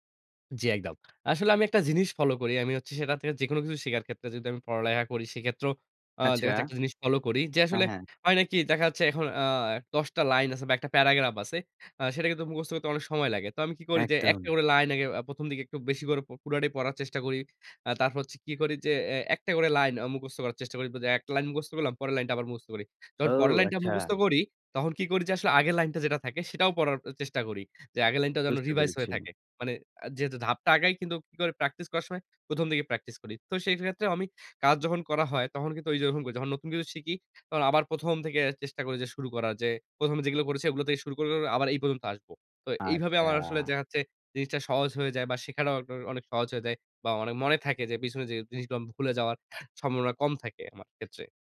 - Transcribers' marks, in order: none
- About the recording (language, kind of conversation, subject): Bengali, podcast, নতুন কিছু শেখা শুরু করার ধাপগুলো কীভাবে ঠিক করেন?